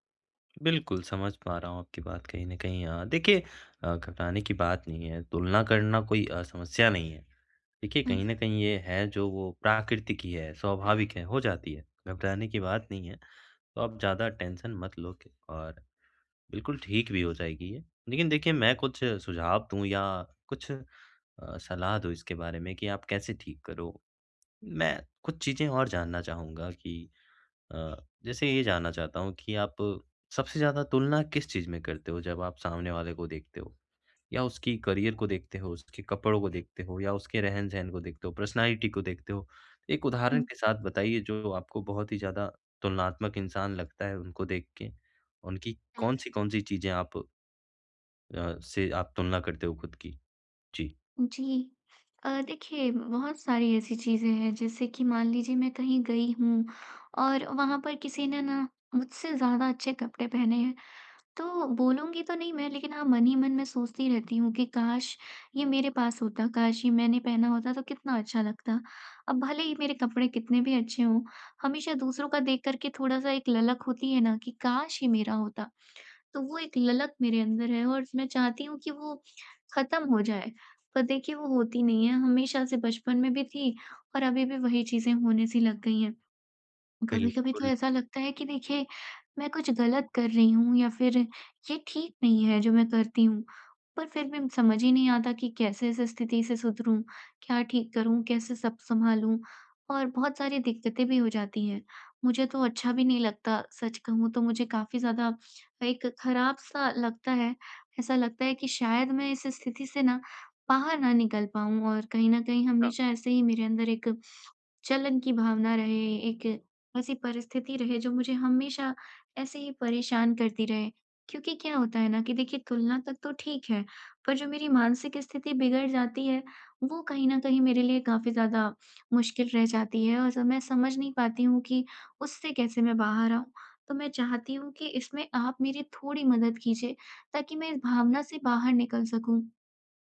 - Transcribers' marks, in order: other street noise; in English: "टेंशन"; tapping; in English: "पर्सनैलिटी"
- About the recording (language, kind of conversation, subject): Hindi, advice, मैं अक्सर दूसरों की तुलना में अपने आत्ममूल्य को कम क्यों समझता/समझती हूँ?